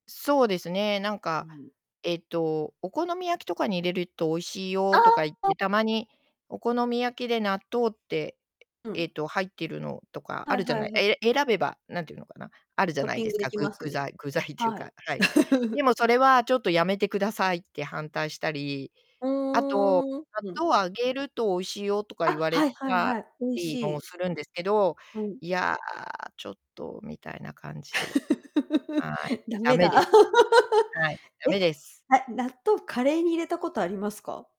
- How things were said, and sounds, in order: distorted speech; other noise; chuckle; other background noise; laugh
- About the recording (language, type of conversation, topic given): Japanese, unstructured, 納豆はお好きですか？その理由は何ですか？